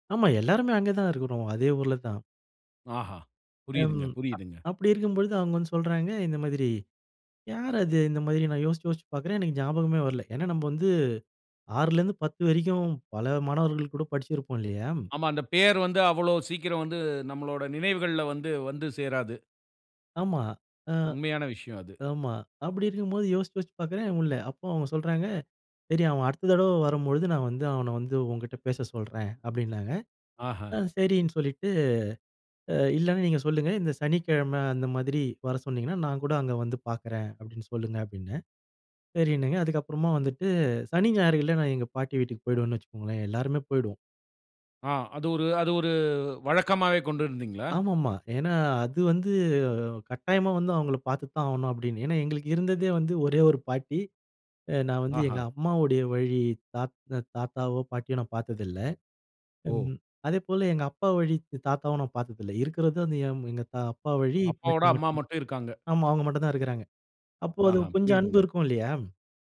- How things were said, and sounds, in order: other noise
- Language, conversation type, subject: Tamil, podcast, பால்யகாலத்தில் நடந்த மறக்கமுடியாத ஒரு நட்பு நிகழ்வைச் சொல்ல முடியுமா?